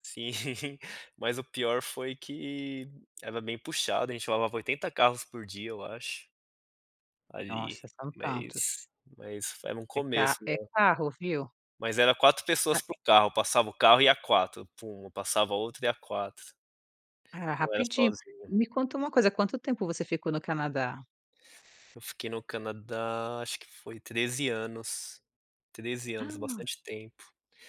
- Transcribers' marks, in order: unintelligible speech; gasp
- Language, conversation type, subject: Portuguese, podcast, Como foi o momento em que você se orgulhou da sua trajetória?